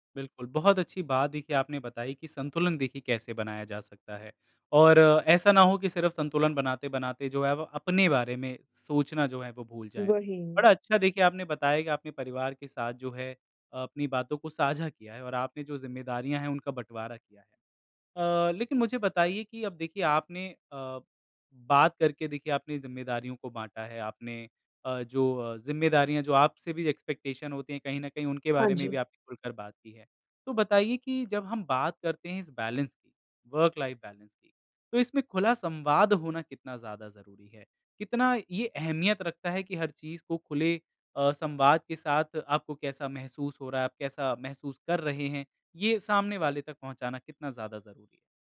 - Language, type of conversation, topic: Hindi, podcast, आप अपने करियर में काम और निजी जीवन के बीच संतुलन कैसे बनाए रखते हैं?
- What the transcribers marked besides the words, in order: in English: "एक्सपेक्टेशन"; in English: "बैलेंस"; in English: "वर्क लाइफ बैलेंस"